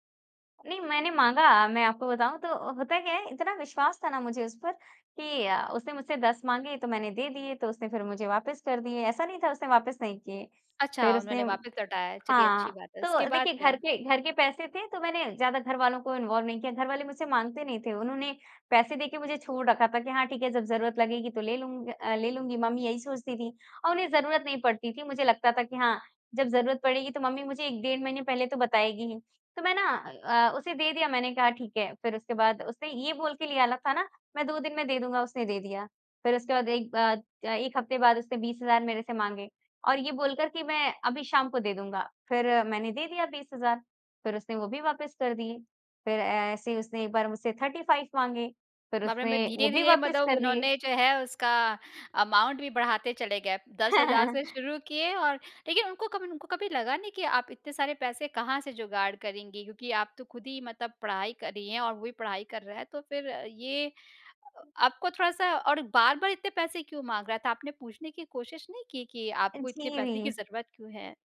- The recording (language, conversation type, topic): Hindi, podcast, किसी बड़ी गलती से आपने क्या सीख हासिल की?
- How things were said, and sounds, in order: in English: "इन्वॉल्व"; in English: "थर्टी फाइव"; in English: "अमाउंट"; chuckle